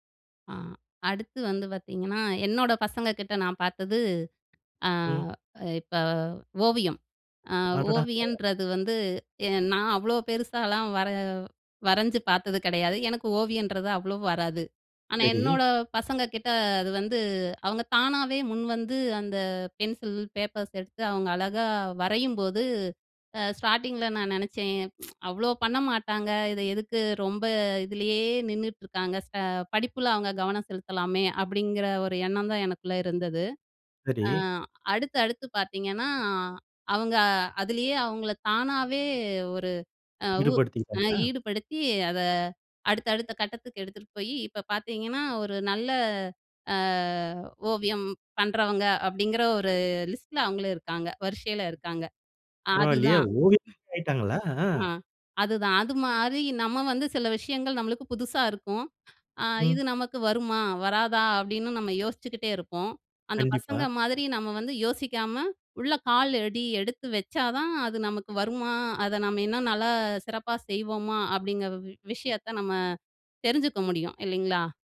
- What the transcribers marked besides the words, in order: tapping; other background noise; in English: "ஸ்டார்ட்டிங்கில்ல"; tsk; other noise; unintelligible speech; inhale
- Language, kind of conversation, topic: Tamil, podcast, குழந்தைகளிடம் இருந்து நீங்கள் கற்றுக்கொண்ட எளிய வாழ்க்கைப் பாடம் என்ன?